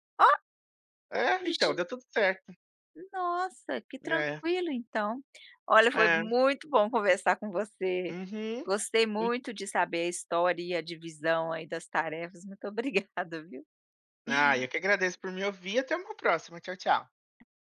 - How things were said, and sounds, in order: surprised: "Ó"; tapping; laughing while speaking: "obrigada"
- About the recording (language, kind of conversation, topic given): Portuguese, podcast, Como falar sobre tarefas domésticas sem brigar?